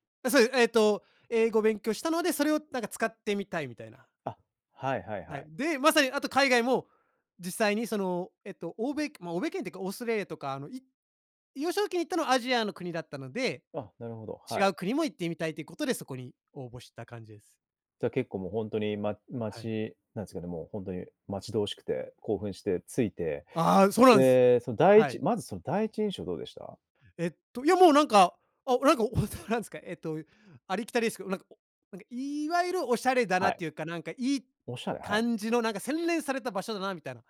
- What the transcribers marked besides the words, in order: anticipating: "ああ、そうなんす"; laughing while speaking: "おそ なんすか"
- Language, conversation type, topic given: Japanese, podcast, 好奇心に導かれて訪れた場所について、どんな体験をしましたか？